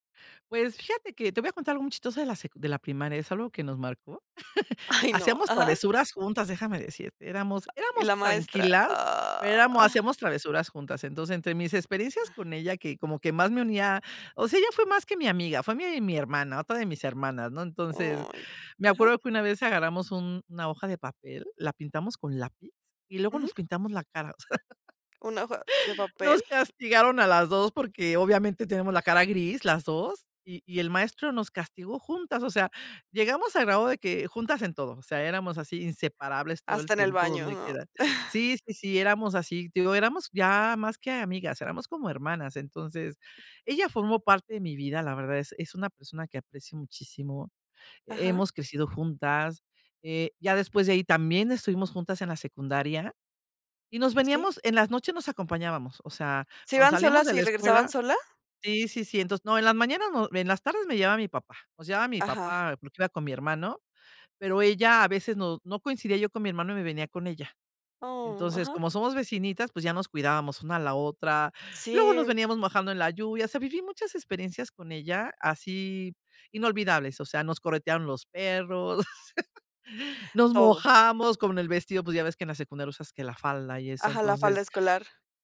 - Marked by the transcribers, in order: laughing while speaking: "Ay, no"; chuckle; other background noise; drawn out: "Ah"; laugh; chuckle; laugh
- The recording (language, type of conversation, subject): Spanish, podcast, ¿Qué consejos tienes para mantener amistades a largo plazo?